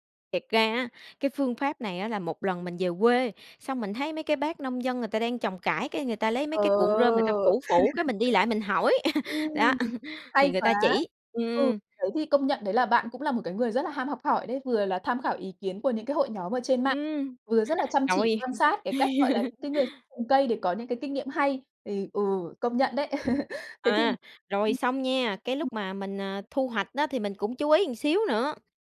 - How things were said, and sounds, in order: laugh; laugh; laugh; tapping; laugh; other background noise; "một" said as "ừn"
- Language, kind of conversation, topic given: Vietnamese, podcast, Bạn có bí quyết nào để trồng rau trên ban công không?